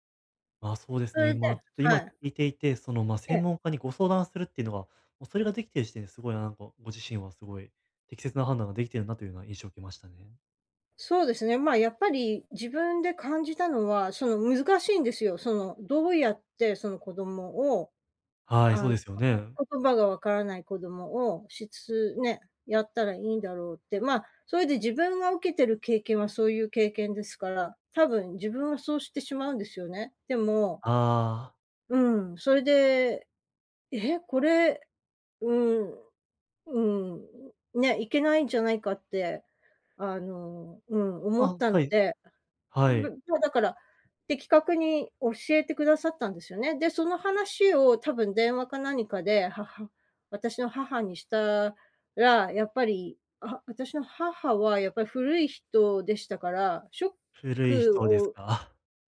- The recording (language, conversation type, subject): Japanese, advice, 建設的でない批判から自尊心を健全かつ効果的に守るにはどうすればよいですか？
- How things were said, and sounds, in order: unintelligible speech; chuckle